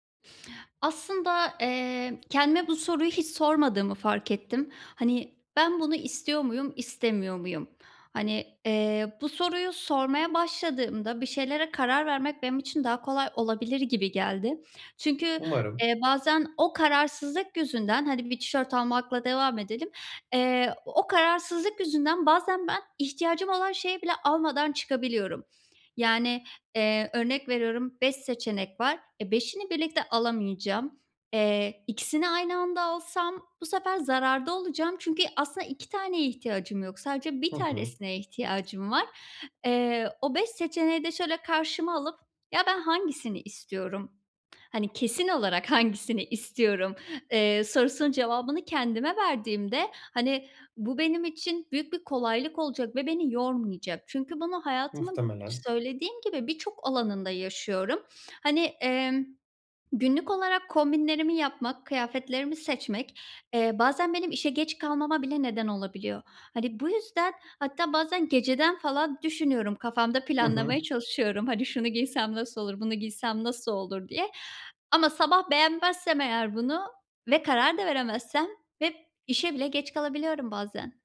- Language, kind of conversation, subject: Turkish, advice, Seçenek çok olduğunda daha kolay nasıl karar verebilirim?
- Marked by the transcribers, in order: tapping; other background noise